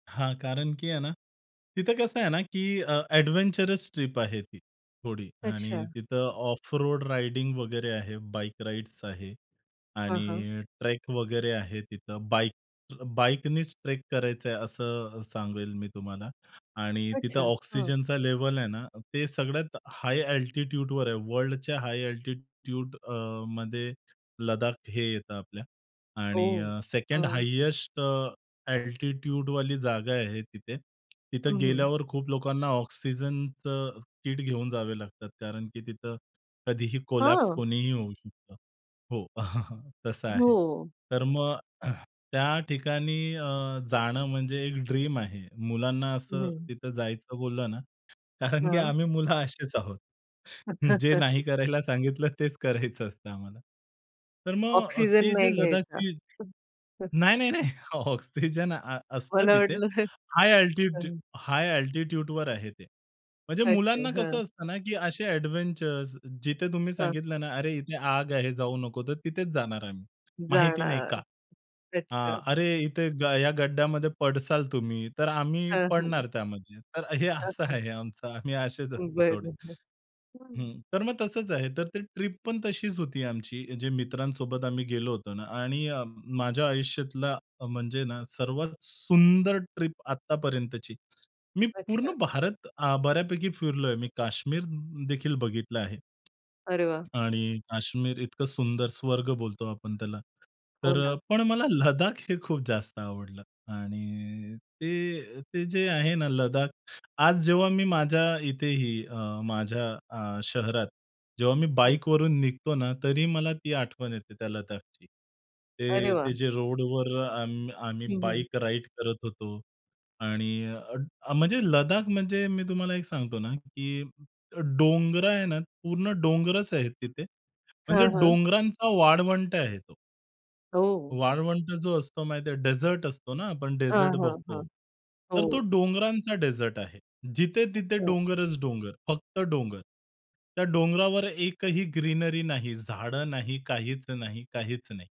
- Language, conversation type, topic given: Marathi, podcast, प्रवासात तुम्ही कधी पूर्णपणे वाट चुकून हरवलात का, आणि मग काय घडलं?
- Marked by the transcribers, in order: in English: "एडव्हेंचरस"; in English: "ऑफ रोड राइडिंग"; in English: "एल्टिट्यूडवर"; in English: "एल्टिट्यूड"; in English: "एटिट्यूडवाली"; tapping; in English: "कोलॅप्स"; chuckle; throat clearing; chuckle; laughing while speaking: "ऑक्सिजन"; in English: "अल्टिट्यूड"; laughing while speaking: "मला वाटलं"; in English: "अल्टिट्यूडवर"; in English: "एडव्हेंचर्स"; other background noise; in English: "डेझर्ट"; in English: "डेझर्ट"; in English: "डेझर्ट"